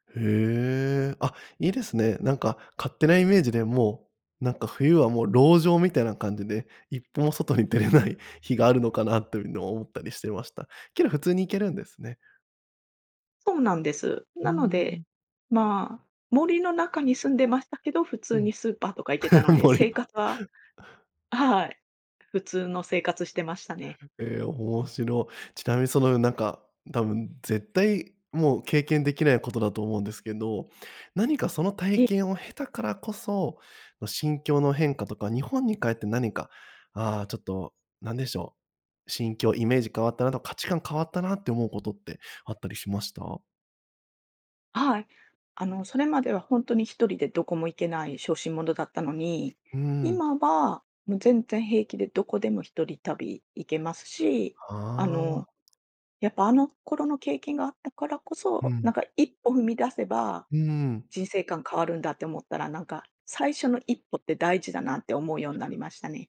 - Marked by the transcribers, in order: other background noise; laughing while speaking: "出れない"; chuckle; laughing while speaking: "森の"; other noise
- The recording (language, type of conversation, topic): Japanese, podcast, ひとり旅で一番忘れられない体験は何でしたか？